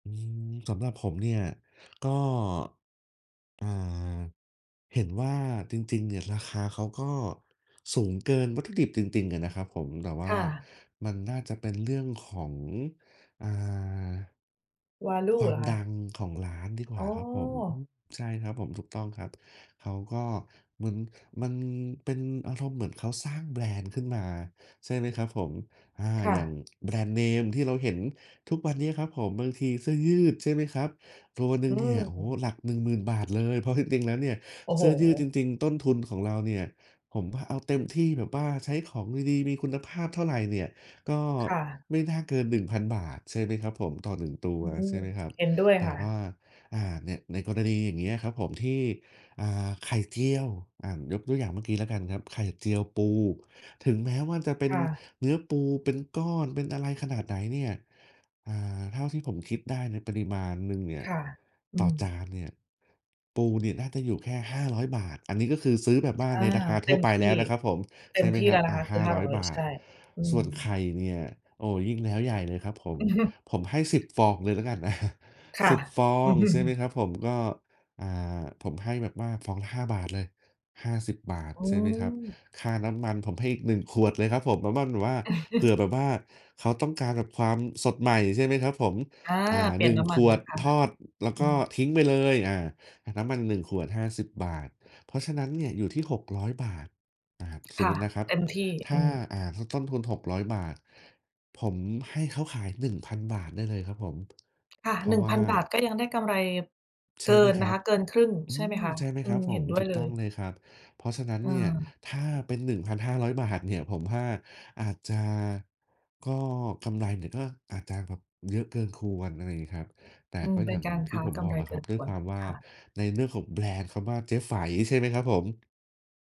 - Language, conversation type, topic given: Thai, unstructured, ทำไมร้านอาหารบางแห่งถึงตั้งราคาสูงเกินความเป็นจริง?
- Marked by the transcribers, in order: "จริง ๆ" said as "ติง ๆ"; in English: "Value"; laughing while speaking: "อะ"; chuckle